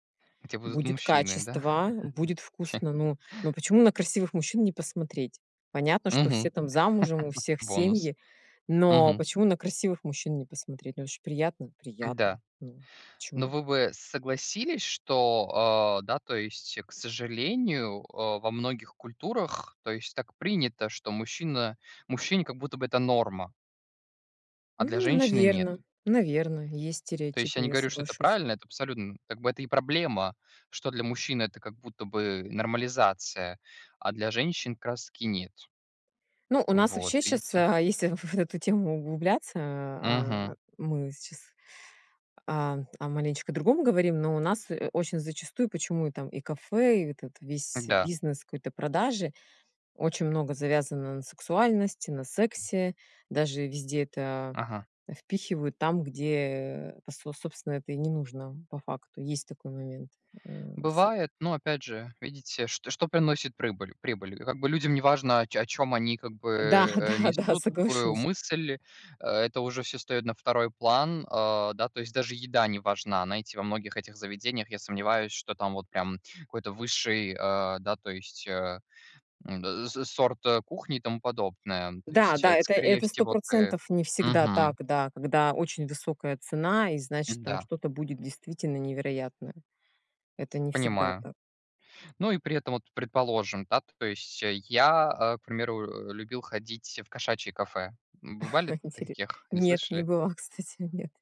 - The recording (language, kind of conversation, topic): Russian, unstructured, Зачем некоторые кафе завышают цены на простые блюда?
- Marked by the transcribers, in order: laugh; laugh; other background noise; tapping; laughing while speaking: "Да, да, да"; chuckle; laughing while speaking: "была, кстати"